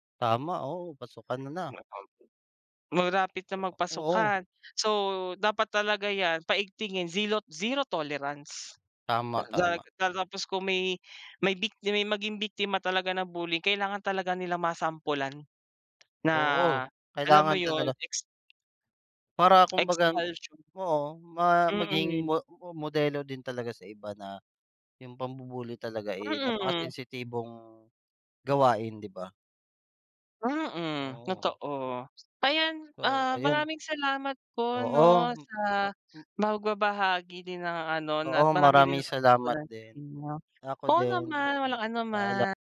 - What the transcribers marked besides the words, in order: unintelligible speech; in English: "zero tolerance"; other background noise; in English: "Expulsion"
- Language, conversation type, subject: Filipino, unstructured, Ano ang masasabi mo tungkol sa problema ng pambu-bully sa mga paaralan?